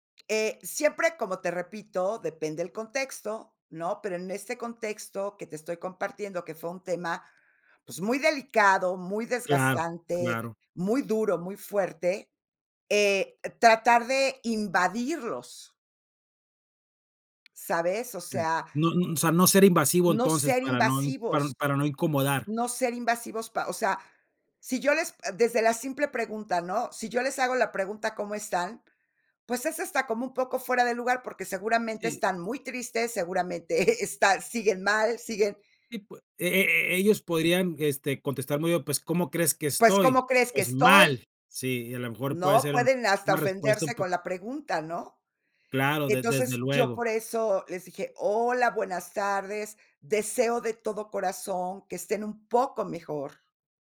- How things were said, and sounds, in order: other background noise; chuckle
- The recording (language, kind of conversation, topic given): Spanish, podcast, ¿Qué acciones sencillas recomiendas para reconectar con otras personas?
- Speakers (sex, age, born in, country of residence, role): female, 60-64, Mexico, Mexico, guest; male, 45-49, Mexico, Mexico, host